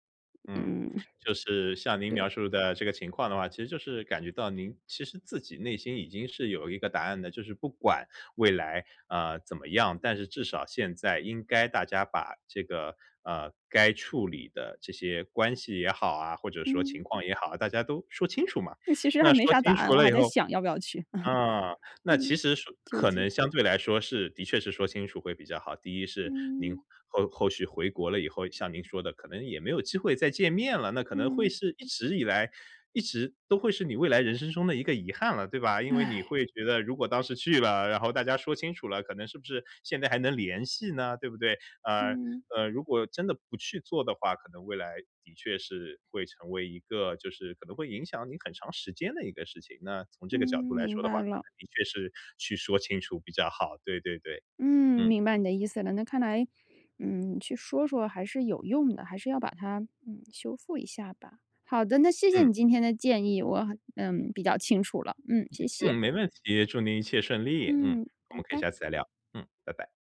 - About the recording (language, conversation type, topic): Chinese, advice, 我该如何重建他人对我的信任并修复彼此的关系？
- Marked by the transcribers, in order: chuckle; sigh